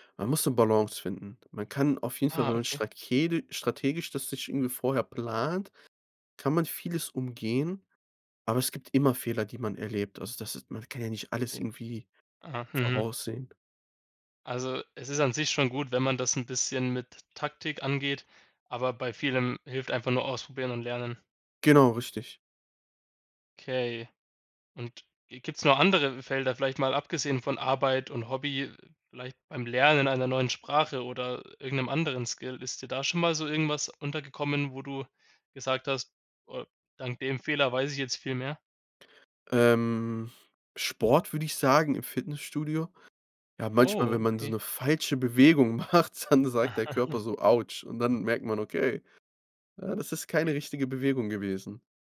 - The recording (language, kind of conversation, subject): German, podcast, Welche Rolle spielen Fehler in deinem Lernprozess?
- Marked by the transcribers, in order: unintelligible speech; in English: "Skill?"; laughing while speaking: "Bewegung macht, dann sagt der Körper"; chuckle; other noise